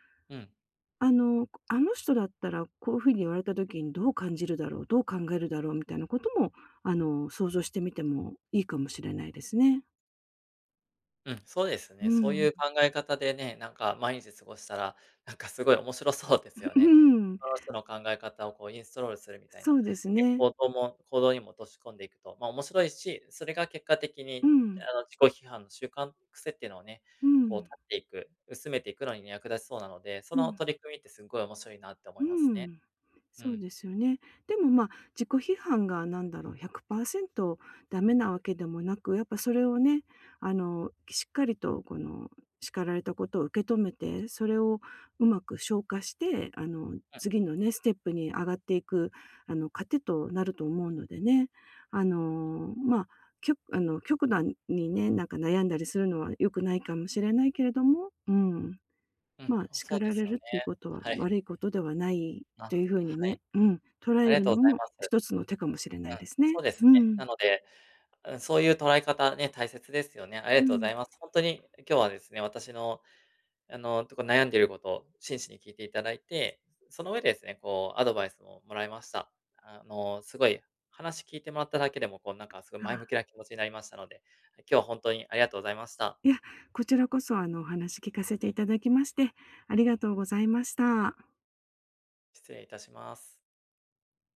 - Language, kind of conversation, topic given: Japanese, advice, 自己批判の癖をやめるにはどうすればいいですか？
- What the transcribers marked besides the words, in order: tapping; chuckle; "インストール" said as "インストロール"; other background noise; "極度" said as "きょくだ"